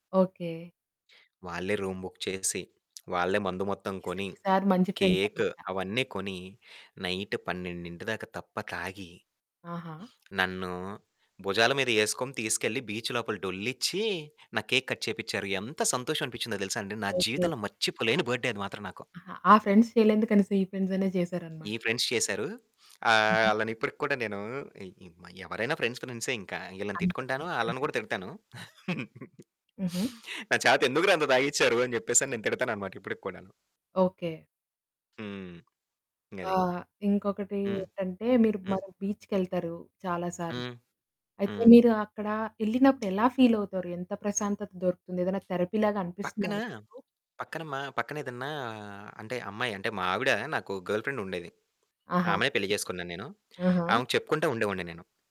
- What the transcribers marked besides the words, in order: in English: "రూమ్ బుక్"; static; in English: "ఫ్రెండ్స్"; in English: "నైట్"; in English: "బీచ్"; in English: "కేక్ కట్"; in English: "బర్త్‌డే"; in English: "ఫ్రెండ్స్"; in English: "ఫ్రెండ్స్"; other background noise; in English: "ఫ్రెండ్స్"; in English: "ఫ్రెండ్స్"; in English: "ఫ్రెండ్స్‌యేగా"; chuckle; in English: "బీచ్‌కెళ్తారు"; in English: "థెరపీలాగా"; distorted speech; in English: "గర్ల్ ఫ్రెండ్"
- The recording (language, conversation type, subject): Telugu, podcast, సముద్రతీరంలో మీరు అనుభవించిన ప్రశాంతత గురించి వివరంగా చెప్పగలరా?